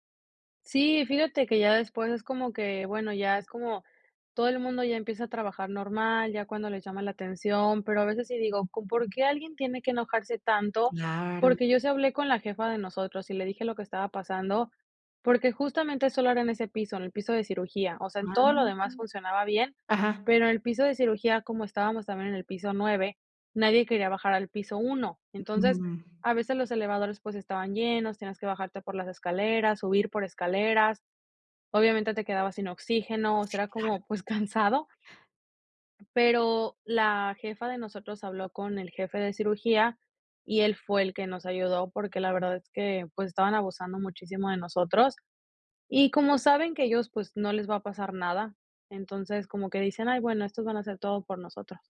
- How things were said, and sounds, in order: laughing while speaking: "cansado"; other background noise; tapping
- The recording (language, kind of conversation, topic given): Spanish, podcast, ¿Cómo reaccionas cuando alguien cruza tus límites?